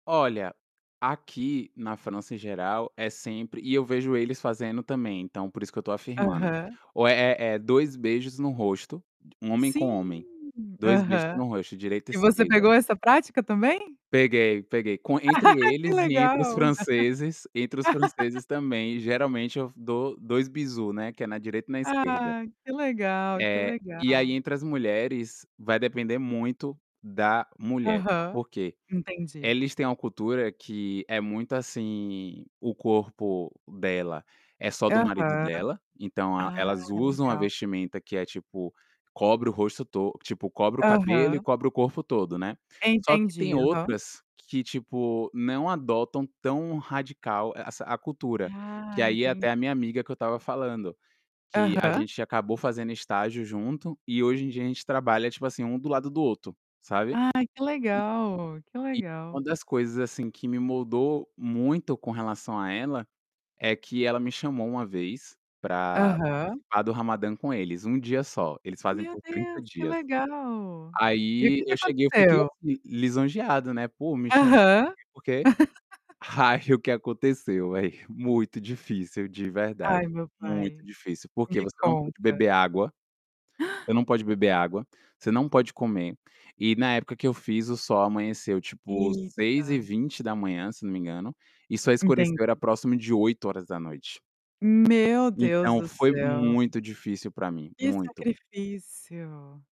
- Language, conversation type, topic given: Portuguese, podcast, Como a mistura de culturas moldou quem você é hoje?
- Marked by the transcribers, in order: static; chuckle; laugh; in French: "bisous"; laughing while speaking: "Ai"; chuckle; gasp; tapping